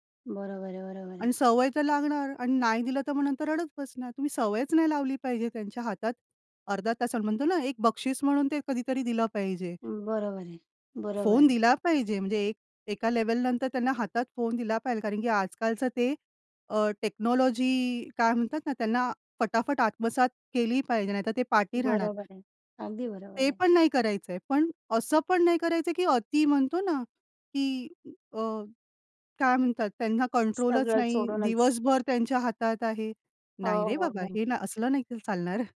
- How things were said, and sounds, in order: in English: "लेव्हल"; in English: "टेक्नॉलॉजी"; other background noise; in English: "कंट्रोलच"; put-on voice: "नाही रे बाबा हे ना असलं नाही, की चालणार"
- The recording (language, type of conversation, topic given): Marathi, podcast, वेळ नकळत निघून जातो असे वाटते तशी सततची चाळवाचाळवी थांबवण्यासाठी तुम्ही काय कराल?